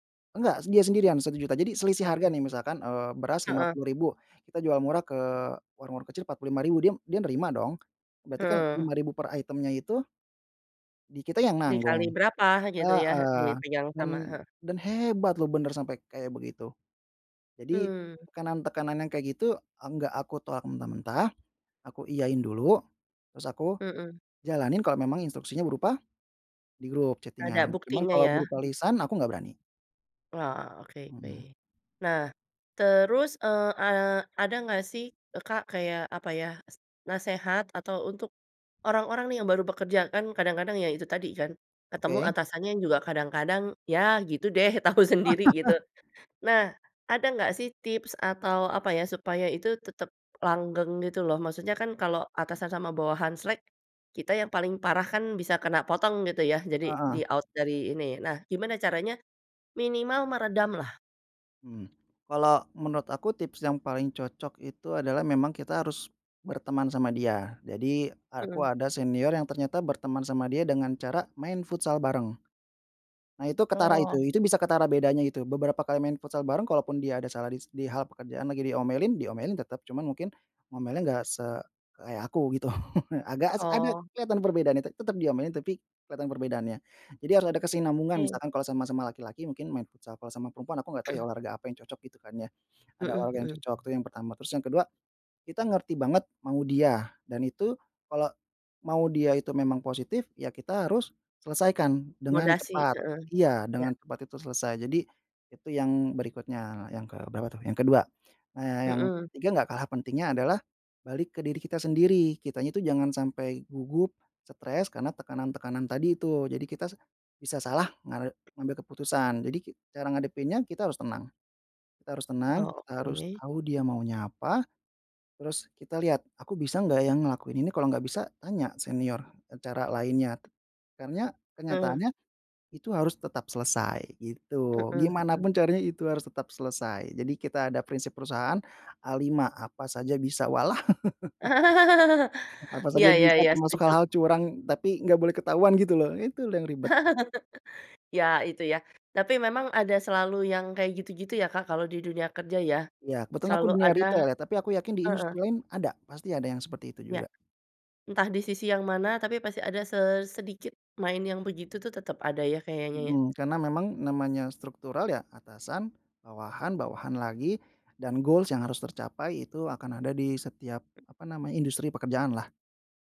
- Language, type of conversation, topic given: Indonesian, podcast, Bagaimana kamu menghadapi tekanan sosial saat harus mengambil keputusan?
- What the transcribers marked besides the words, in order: tapping; other background noise; in English: "chatting-an"; laughing while speaking: "tau sendiri gitu"; laugh; in English: "di-out"; chuckle; "Moderasi" said as "modasi"; "Karena" said as "karnya"; laugh; chuckle; chuckle; in English: "goals"